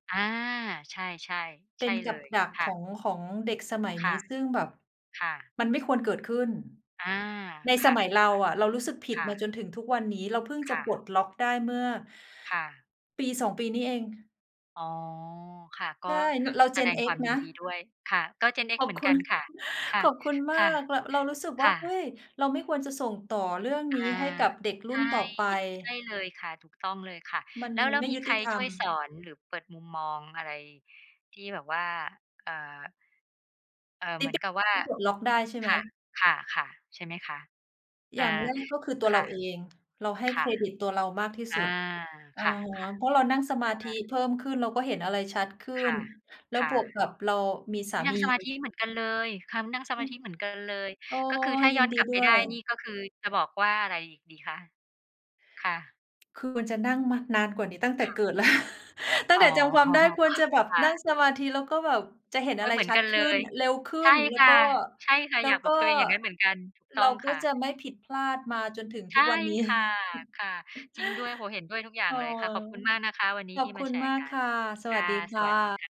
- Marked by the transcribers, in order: tapping; chuckle; other background noise; surprised: "อุ๊ย ! นั่งสมาธิเหมือนกันเลย ค นั่งสมาธิเหมือนกันเลย"; unintelligible speech; laughing while speaking: "อ๋อ"; chuckle
- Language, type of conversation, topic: Thai, unstructured, บทเรียนชีวิตอะไรที่คุณไม่มีวันลืม?